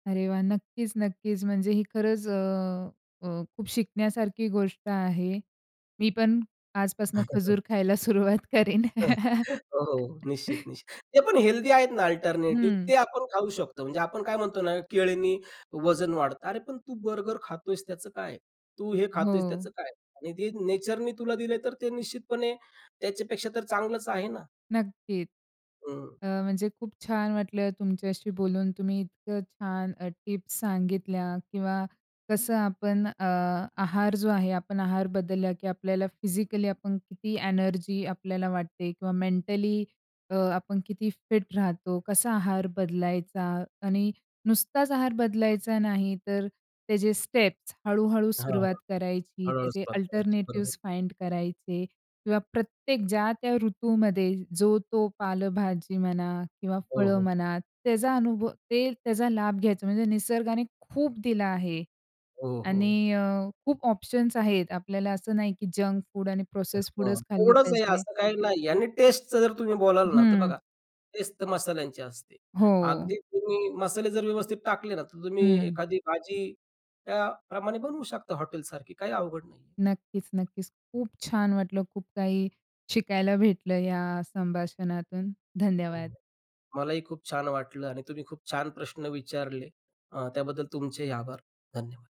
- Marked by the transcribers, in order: chuckle; laughing while speaking: "सुरुवात करेन"; chuckle; in English: "अल्टरनेटिव्ह"; in English: "नेचरनी"; in English: "फिजिकली"; in English: "मेंटली"; in English: "स्टेप्स"; in English: "अल्टरनेटिव्हज फाइंड"; other background noise; stressed: "खूप"; in English: "जंक फूड आणि प्रोसेस्ड फुडच"
- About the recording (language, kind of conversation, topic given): Marathi, podcast, खाण्याच्या सवयी बदलायला सुरुवात कुठून कराल?